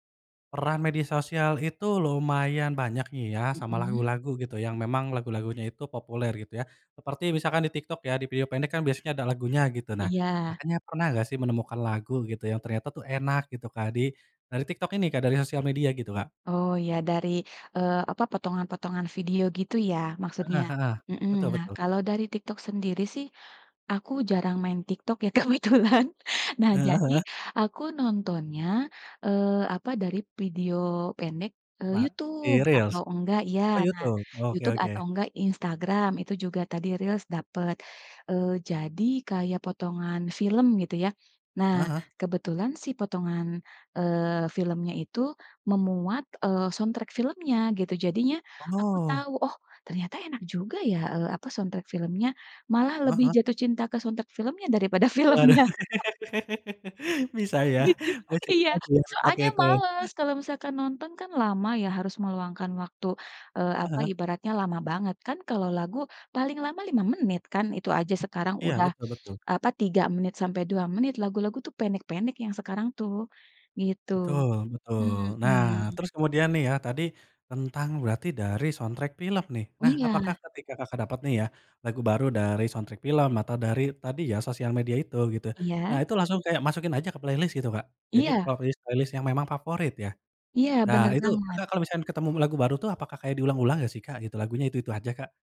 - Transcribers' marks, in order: tapping; laughing while speaking: "kebetulan"; in English: "soundtrack"; in English: "soundtrack"; in English: "soundtrack"; laughing while speaking: "filmnya"; laugh; laughing while speaking: "Gitu, iya"; unintelligible speech; in English: "soundtrack"; in English: "soundtrack"; in English: "playlist"; in English: "plosist playlist"; "playlist-" said as "plosist"
- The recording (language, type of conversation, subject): Indonesian, podcast, Bagaimana layanan streaming memengaruhi cara kamu menemukan musik baru?